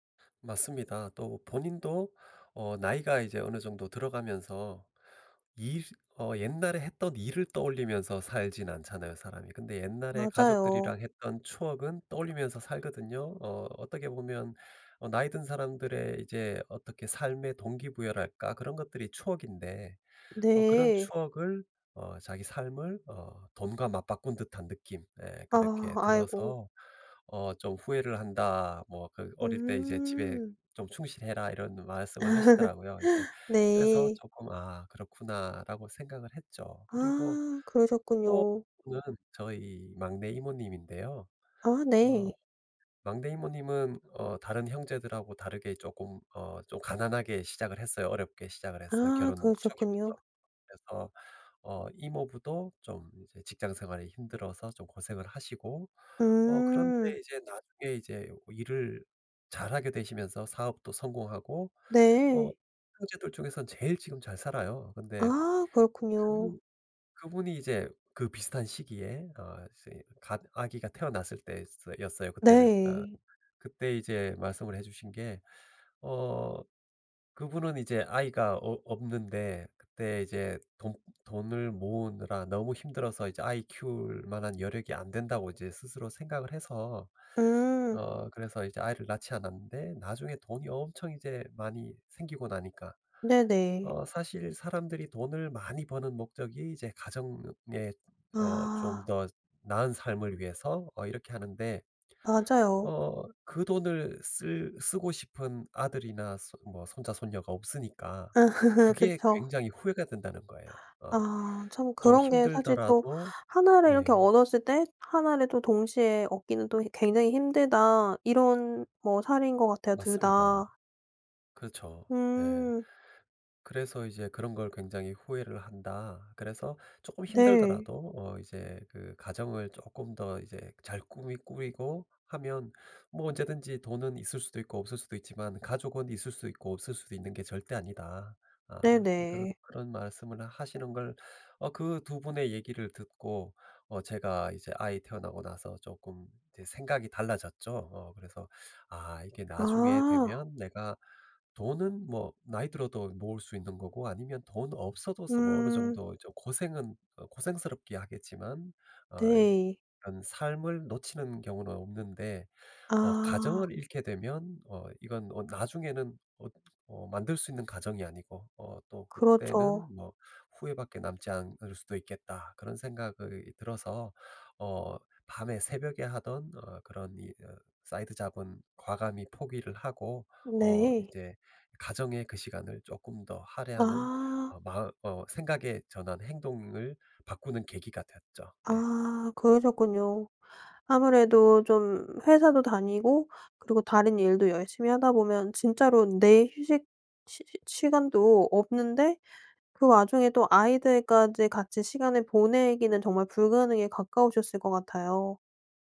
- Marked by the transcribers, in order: other background noise; laugh; unintelligible speech; laughing while speaking: "아"; in English: "사이드 잡은"
- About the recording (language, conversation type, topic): Korean, podcast, 돈과 삶의 의미는 어떻게 균형을 맞추나요?